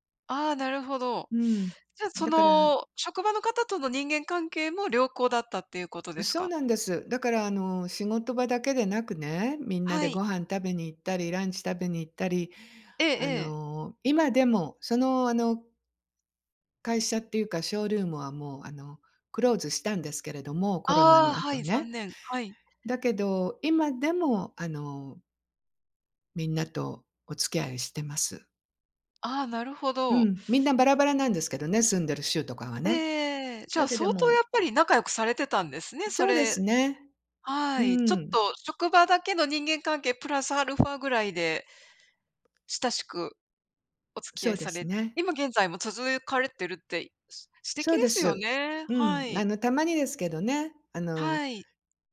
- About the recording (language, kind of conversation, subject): Japanese, unstructured, 理想の職場環境はどんな場所ですか？
- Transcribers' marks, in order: none